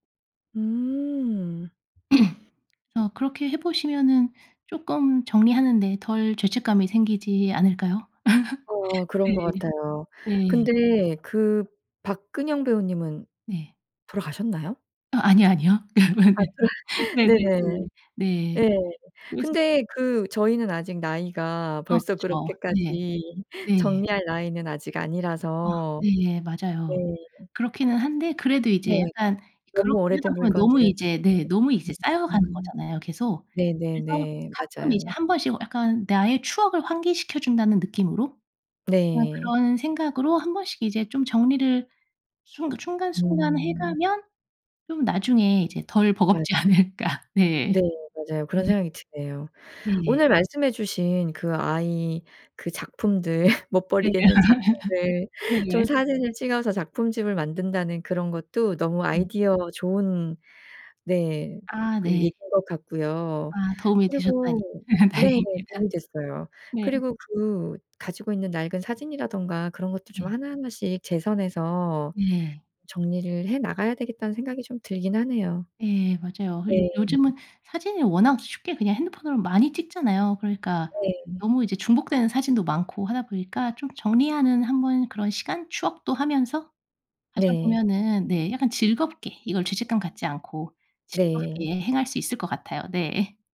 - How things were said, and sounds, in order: throat clearing; laugh; laughing while speaking: "그렇"; laugh; unintelligible speech; laughing while speaking: "않을까"; laugh; laughing while speaking: "네"; laughing while speaking: "다행입니다"; laugh
- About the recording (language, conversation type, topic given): Korean, advice, 물건을 버릴 때 죄책감이 들어 정리를 미루게 되는데, 어떻게 하면 좋을까요?
- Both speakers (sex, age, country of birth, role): female, 35-39, South Korea, advisor; female, 45-49, South Korea, user